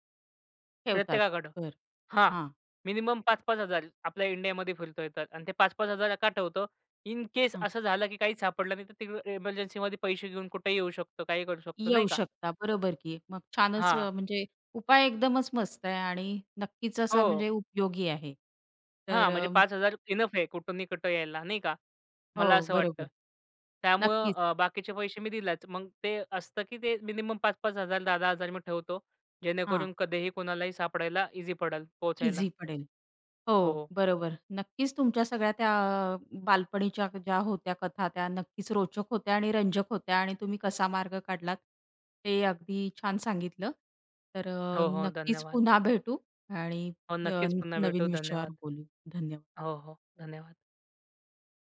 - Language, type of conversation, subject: Marathi, podcast, एकट्याने प्रवास करताना वाट चुकली तर तुम्ही काय करता?
- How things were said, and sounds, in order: in English: "इन केस"; tapping; other background noise